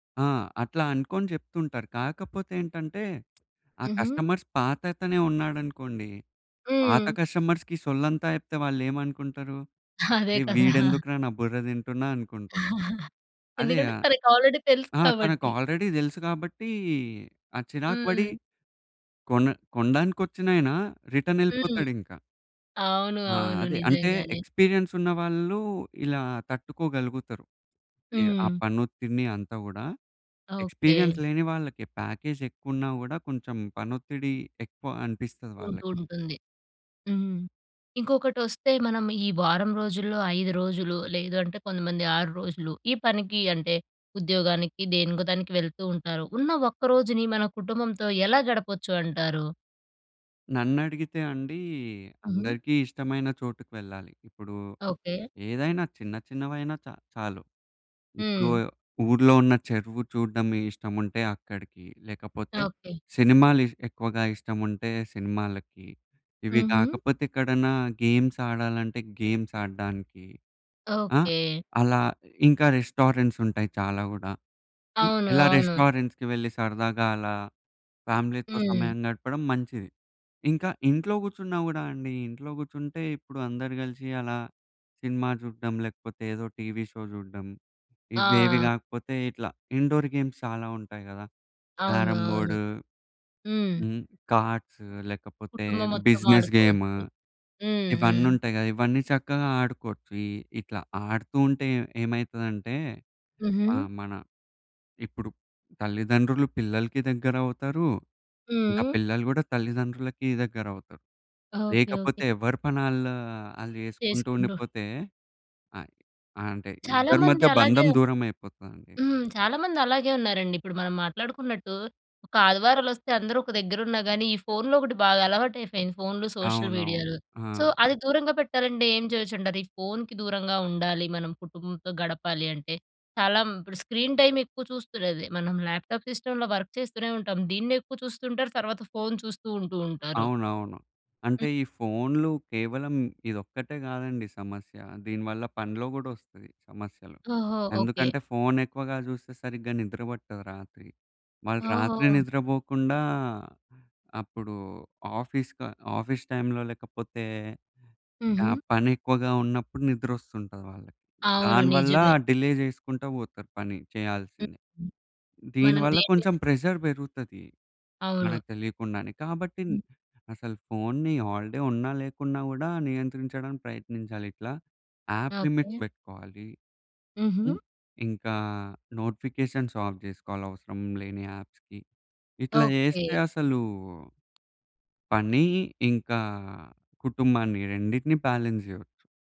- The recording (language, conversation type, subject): Telugu, podcast, పని వల్ల కుటుంబానికి సమయం ఇవ్వడం ఎలా సమతుల్యం చేసుకుంటారు?
- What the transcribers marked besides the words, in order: lip smack; in English: "కస్టమర్స్"; in English: "కస్టమర్స్‌కి"; giggle; in English: "ఆల్రెడీ"; in English: "ఆల్రెడీ"; in English: "రిటర్న్"; in English: "ఎక్స్పీరియన్స్"; in English: "ఎక్స్పీరియన్స్"; in English: "ప్యాకేజ్"; in English: "గేమ్స్"; in English: "గేమ్స్"; in English: "రెస్టారెంట్స్"; in English: "రెస్టారెంట్స్‌కి"; in English: "ఫ్యామిలీతో"; in English: "షో"; in English: "ఇండోర్ గేమ్స్"; in English: "క్యారమ్"; in English: "బిజినెస్"; in English: "సోషల్"; in English: "సో"; in English: "స్క్రీన్ టైమ్"; in English: "ల్యాప్టాప్, సిస్టమ్‌లో వర్క్"; other background noise; in English: "ఆఫీస్"; in English: "ఆఫీస్ టైమ్‌లో"; in English: "డిలే"; other noise; in English: "ప్రెజర్"; in English: "హాల్‌డే"; in English: "యాప్ లిమిట్"; in English: "నోటిఫికేషన్స్ ఆఫ్"; in English: "యాప్స్‌కి"; in English: "బాలన్స్"